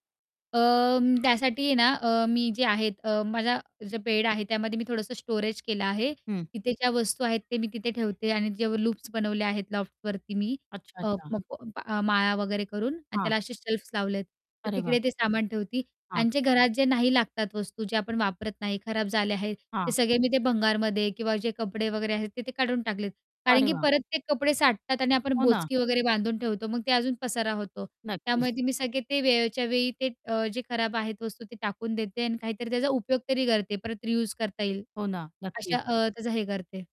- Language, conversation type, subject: Marathi, podcast, छोटं घर अधिक मोकळं आणि आरामदायी कसं बनवता?
- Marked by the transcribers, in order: tapping; other background noise; in English: "शेल्फ्स"; in English: "रियूज"